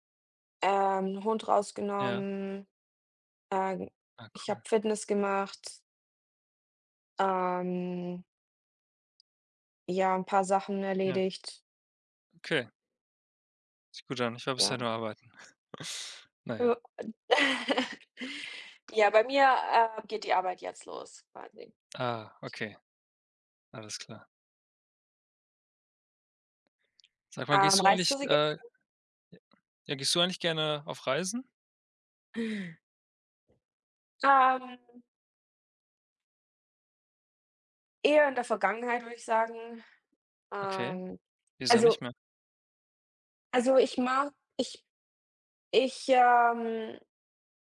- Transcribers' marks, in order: chuckle; laugh
- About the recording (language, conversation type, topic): German, unstructured, Was war deine aufregendste Entdeckung auf einer Reise?